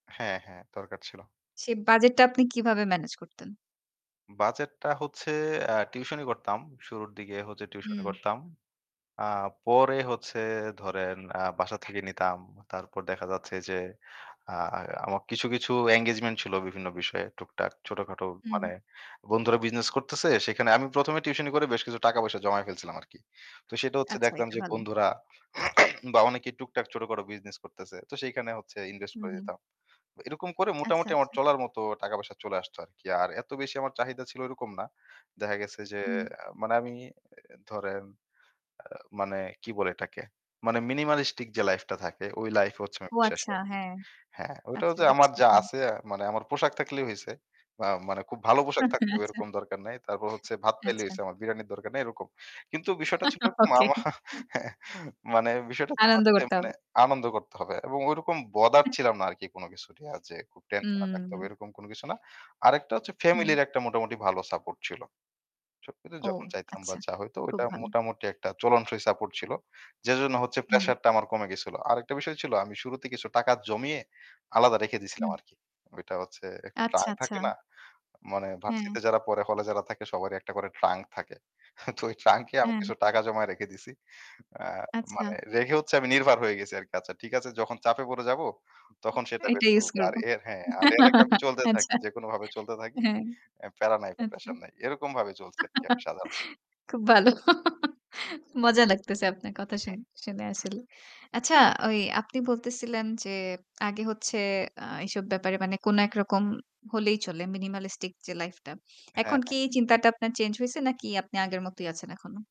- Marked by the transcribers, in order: static; other background noise; sneeze; in English: "মিনিমালিস্টিক"; chuckle; chuckle; unintelligible speech; laughing while speaking: "ওকে"; scoff; "নির্ভর" said as "নিরভার"; other noise; laugh; laughing while speaking: "খুব ভালো। মজা লাগতেছে আপনার কথা শুনে, শুনে"; in English: "মিনিমালিস্টিক"
- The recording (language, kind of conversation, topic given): Bengali, podcast, তুমি কীভাবে ভবিষ্যতের নিরাপত্তা আর আজকের আনন্দের মধ্যে ভারসাম্য বজায় রাখো?
- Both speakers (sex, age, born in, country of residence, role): female, 25-29, Bangladesh, Bangladesh, host; male, 25-29, Bangladesh, Bangladesh, guest